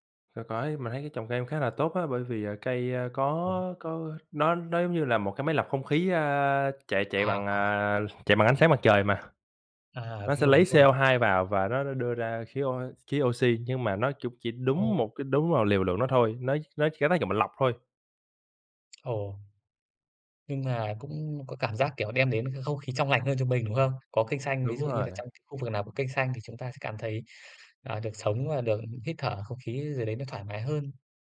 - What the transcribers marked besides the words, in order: tapping; other background noise
- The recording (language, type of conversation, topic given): Vietnamese, unstructured, Bạn nghĩ gì về tình trạng ô nhiễm không khí hiện nay?